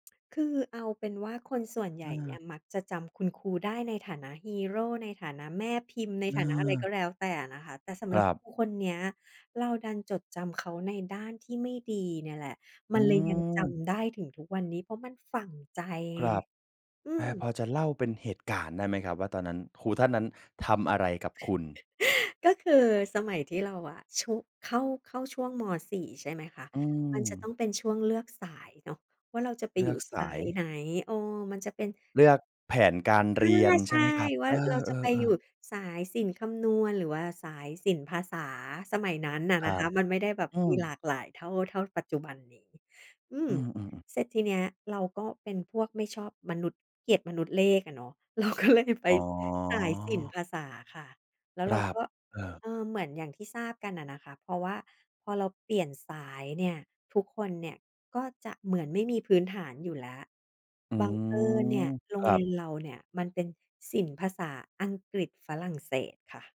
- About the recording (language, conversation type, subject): Thai, podcast, มีครูคนไหนที่คุณยังจำได้อยู่ไหม และเพราะอะไร?
- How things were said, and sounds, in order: tapping; laugh